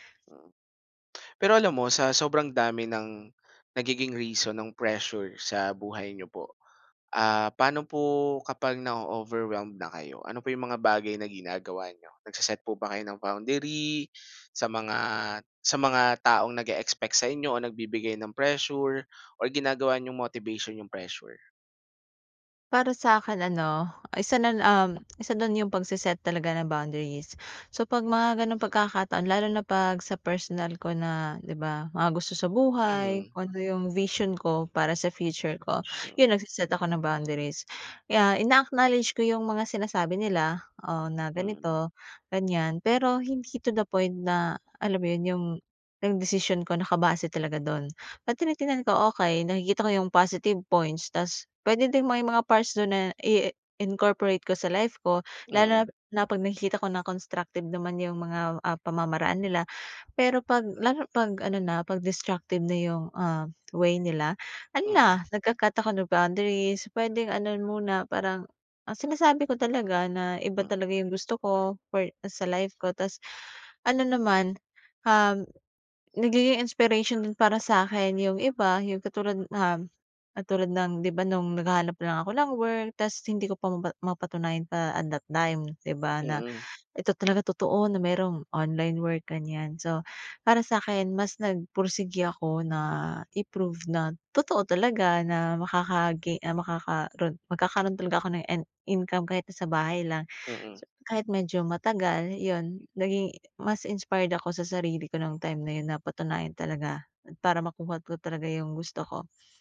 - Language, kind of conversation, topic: Filipino, podcast, Paano ka humaharap sa pressure ng mga tao sa paligid mo?
- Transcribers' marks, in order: in English: "nao-overwhelm"; in English: "motivation"; in English: "boundaries"; in English: "although"; in English: "vision"; in English: "future"; other background noise; in English: "boundaries"; in English: "ina-acknowledge"; in English: "to the point"; in English: "positive points"; in English: "constructive"; in English: "destructive"; in English: "boundaries"; in English: "inspiration"; in English: "inspired"